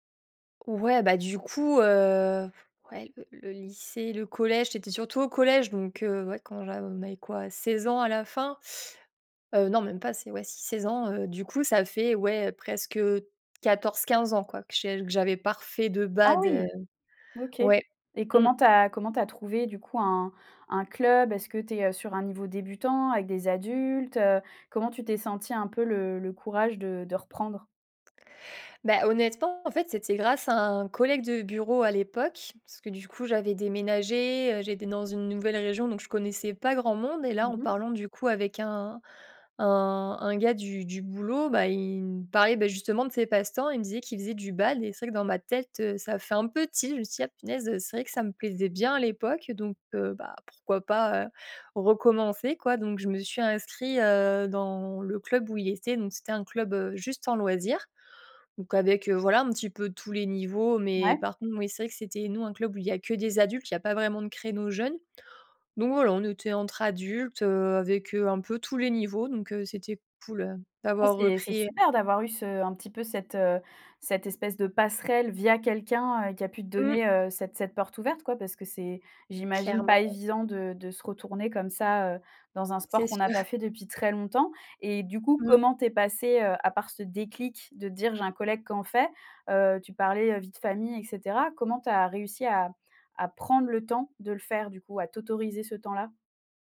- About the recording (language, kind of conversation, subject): French, podcast, Quel passe-temps t’occupe le plus ces derniers temps ?
- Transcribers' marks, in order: other background noise; "badminton" said as "bad"; "badminton" said as "bad"; "tilt" said as "til"; stressed: "passerelle"; chuckle